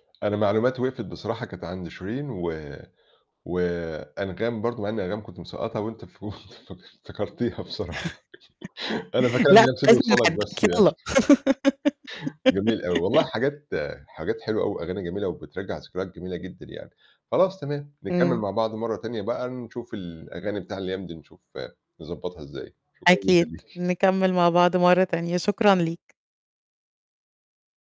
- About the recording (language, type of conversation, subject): Arabic, podcast, إيه اللي خلّى ذوقك في الموسيقى يتغيّر على مدار السنين؟
- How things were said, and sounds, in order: laughing while speaking: "وأنتِ فك افتكرتيها بصراحة"; laugh; distorted speech; laughing while speaking: "لأ"; unintelligible speech; giggle; other background noise; laughing while speaking: "ليكِ"